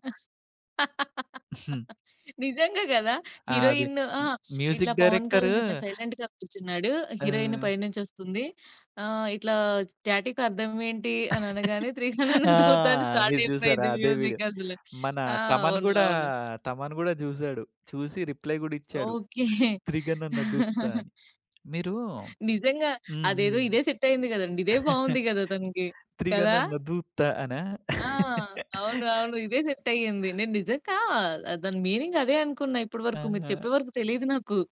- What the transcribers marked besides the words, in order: laugh; other background noise; in English: "మ్యూజిక్"; in English: "సైలెంట్‌గా"; in English: "స్టాటిక్"; tapping; laughing while speaking: "'త్రిగణన దూత' అని స్టార్ట్ అయిపోయింది మ్యూజిక్ అసలు"; laugh; in English: "స్టార్ట్"; in English: "మ్యూజిక్"; in English: "రిప్లై"; laugh; in English: "సెట్"; laugh; in English: "సెట్"; laugh; in English: "మీనింగ్"
- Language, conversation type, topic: Telugu, podcast, పాత పాటలను కొత్త పాటలతో కలిపి కొత్తగా రూపొందించాలనే ఆలోచన వెనుక ఉద్దేశం ఏమిటి?